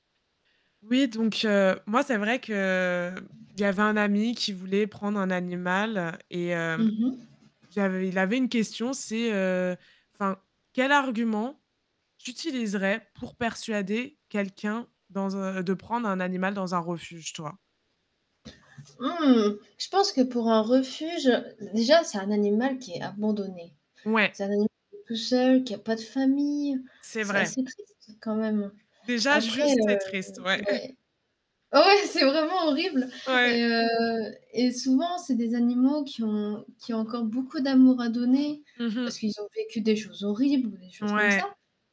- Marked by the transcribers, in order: drawn out: "que"; static; tapping; distorted speech; other background noise; drawn out: "Mmh"; stressed: "Ouais"; chuckle
- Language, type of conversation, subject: French, unstructured, Quels arguments peut-on utiliser pour convaincre quelqu’un d’adopter un animal dans un refuge ?
- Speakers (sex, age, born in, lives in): female, 25-29, France, France; female, 30-34, France, France